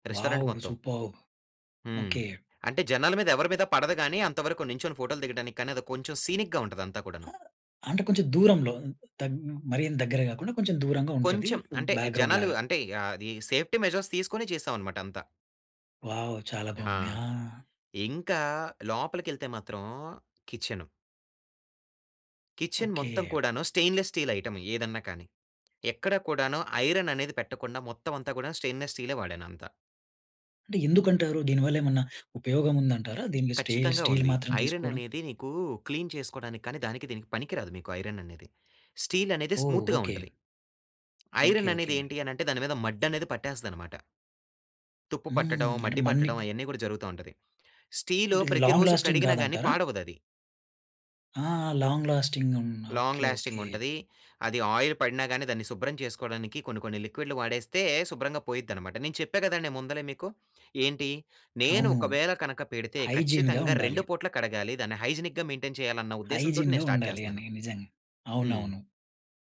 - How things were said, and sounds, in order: in English: "రెస్టారెంట్"; in English: "వావ్! సూపర్బ్"; in English: "సీనిక్‌గా"; other noise; in English: "బ్యాక్‌గ్రౌండ్‌లాగ"; in English: "సేఫ్టీ మెజర్స్"; in English: "వావ్!"; in English: "కిచెన్"; in English: "స్టెయిన్లెస్ స్టీల్ ఐటెమ్"; in English: "ఐరన్"; in English: "స్టెయిన్‌నెస్"; in English: "ఐరన్"; in English: "క్లీన్"; in English: "ఐరన్"; tapping; in English: "ఐరన్"; in English: "లాంగ్ లాస్టింగ్"; in English: "లాంగ్ లాస్టింగ్"; in English: "లాంగ్ లాస్టింగ్"; in English: "ఆయిల్"; in English: "లిక్విడ్‌లు"; in English: "హైజీన్‌గా"; in English: "హైజినిక్‌గా మెయింటైన్"; in English: "హైజీన్‌గా"; in English: "స్టార్ట్"
- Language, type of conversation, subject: Telugu, podcast, ఒక కమ్యూనిటీ వంటశాల నిర్వహించాలంటే ప్రారంభంలో ఏం చేయాలి?